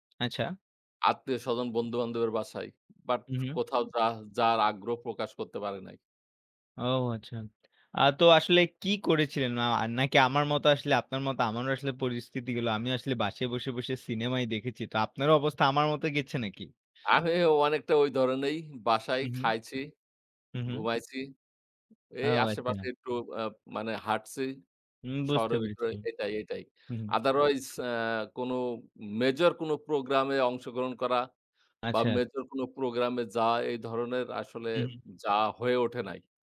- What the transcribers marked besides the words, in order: in English: "আদারওয়াইস"; in English: "মেজর"
- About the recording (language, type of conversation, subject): Bengali, unstructured, ছবির মাধ্যমে গল্প বলা কেন গুরুত্বপূর্ণ?